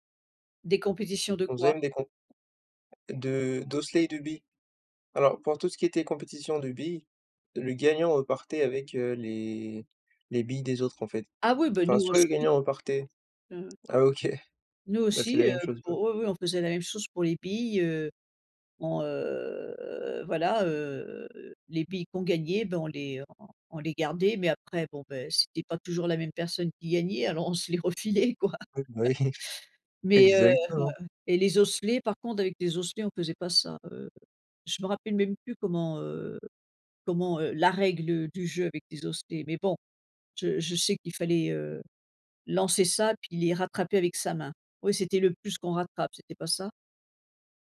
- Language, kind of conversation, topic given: French, unstructured, Qu’est-ce que tu aimais faire quand tu étais plus jeune ?
- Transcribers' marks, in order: tapping; laughing while speaking: "ok"; drawn out: "heu"; laughing while speaking: "on se les refilait quoi"; laughing while speaking: "bah oui"; chuckle